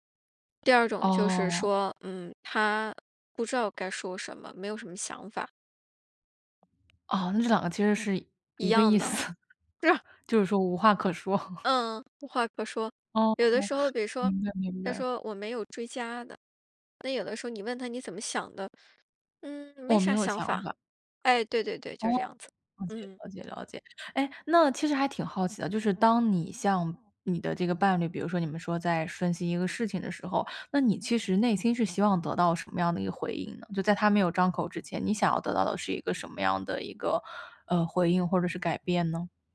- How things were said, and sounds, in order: other background noise; laughing while speaking: "一个意思"; laughing while speaking: "是吧"; laughing while speaking: "无话可说"; tapping
- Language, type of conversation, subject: Chinese, advice, 当我向伴侣表达真实感受时被忽视，我该怎么办？